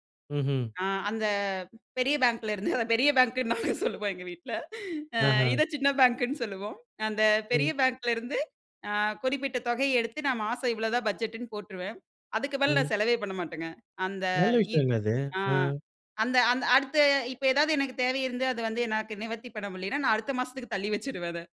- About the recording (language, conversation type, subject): Tamil, podcast, பணத்தை இன்று செலவிடலாமா அல்லது நாளைக்காகச் சேமிக்கலாமா என்று நீங்கள் எப்படி தீர்மானிக்கிறீர்கள்?
- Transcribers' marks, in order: laughing while speaking: "அத பெரிய பேங்க்ன்னு நாங்க சொல்லுவோம் … அந்த பெரிய பேங்க்லருந்து"; in English: "பட்ஜெட்ன்னு"; "எனக்கு" said as "எனாக்கு"; chuckle